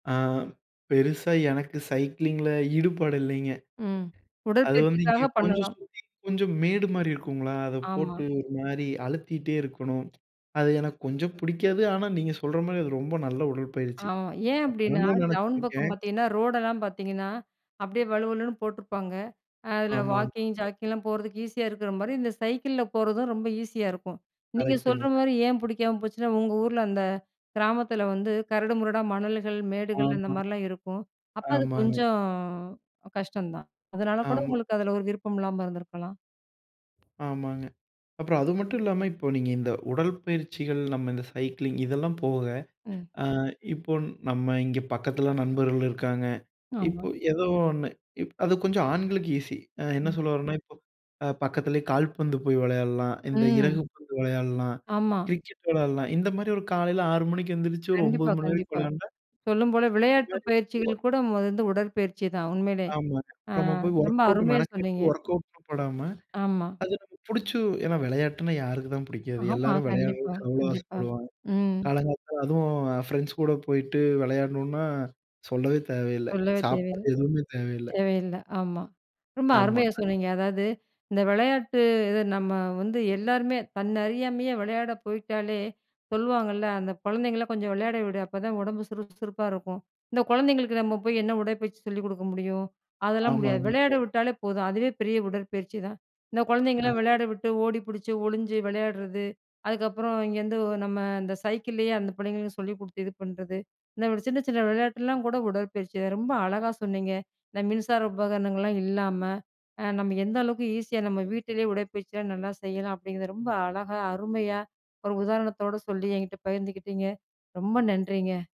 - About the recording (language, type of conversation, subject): Tamil, podcast, மின்சார உபகரணங்கள் இல்லாமல் குறைந்த நேரத்தில் செய்யக்கூடிய எளிய உடற்பயிற்சி யோசனைகள் என்ன?
- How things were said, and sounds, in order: other background noise; tsk; other noise; in English: "வாக்கிங், ஜாக்கிங்லாம்"; drawn out: "கொஞ்சம்"; tapping; in English: "ஒர்க் அவுட்"; in English: "ஒர்க்கவுட்ன்னு"